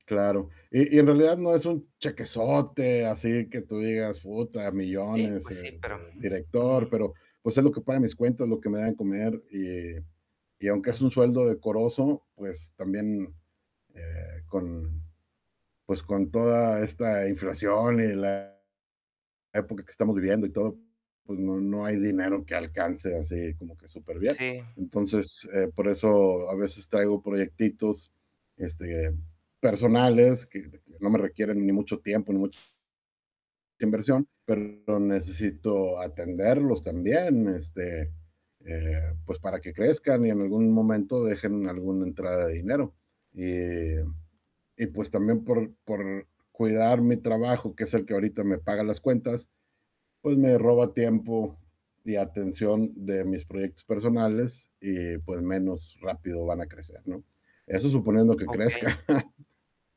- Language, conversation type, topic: Spanish, advice, ¿Cómo puedo equilibrar el trabajo y el tiempo libre para incluir mis pasatiempos cada día?
- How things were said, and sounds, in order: static; distorted speech; tapping; chuckle